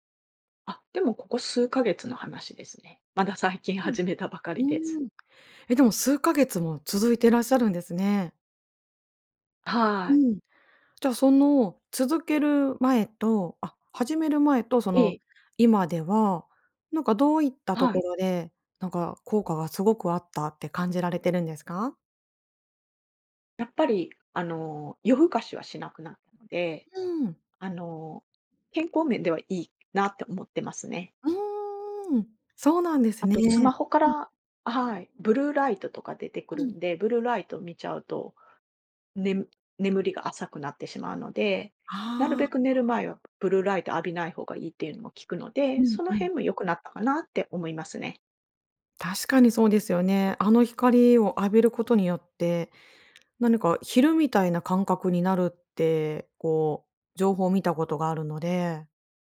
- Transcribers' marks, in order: laughing while speaking: "最近始めたばかりです"; other noise
- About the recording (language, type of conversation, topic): Japanese, podcast, SNSとうまくつき合うコツは何だと思いますか？